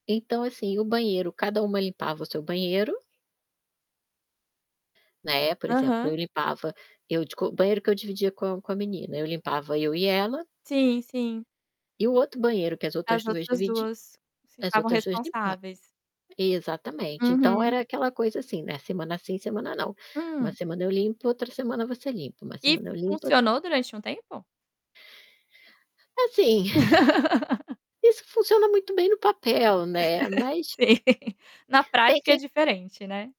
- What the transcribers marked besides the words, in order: static; other background noise; laugh; exhale; laugh; laughing while speaking: "Sim"; tapping
- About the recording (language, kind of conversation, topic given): Portuguese, podcast, Como dividir as tarefas domésticas de forma justa?